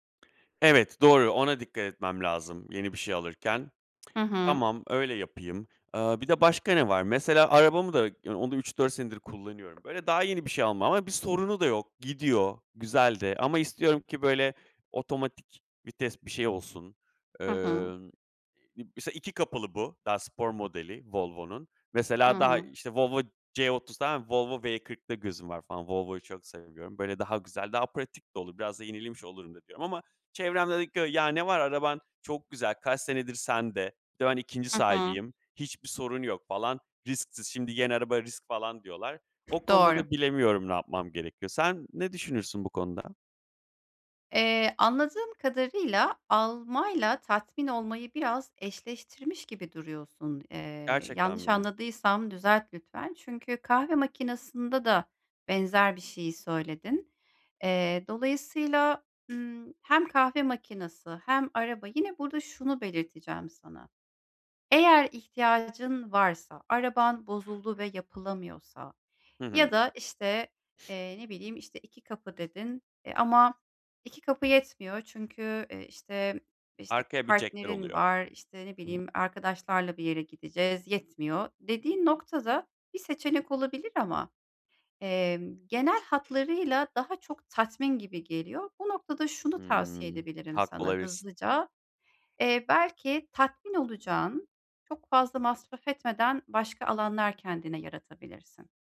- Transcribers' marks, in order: tapping; other background noise
- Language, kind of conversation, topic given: Turkish, advice, Elimdeki eşyaların değerini nasıl daha çok fark edip israfı azaltabilirim?